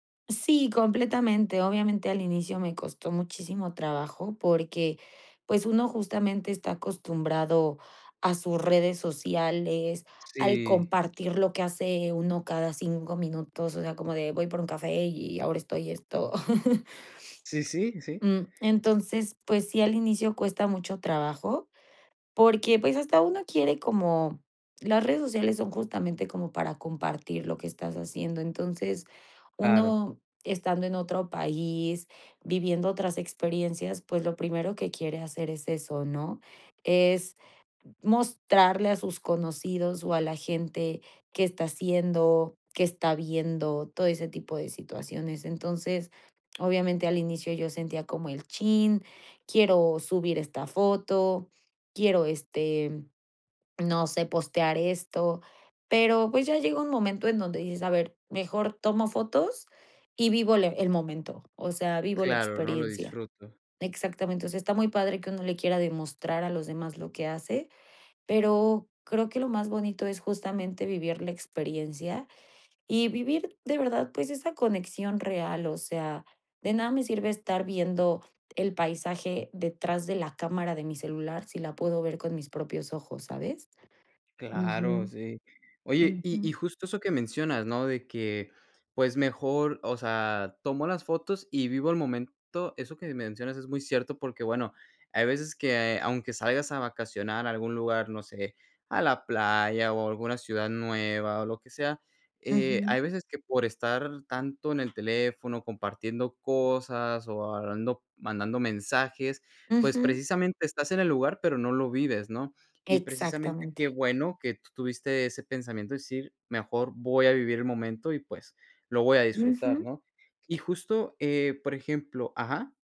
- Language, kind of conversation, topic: Spanish, podcast, ¿En qué viaje sentiste una conexión real con la tierra?
- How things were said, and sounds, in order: chuckle; other background noise; tapping; other noise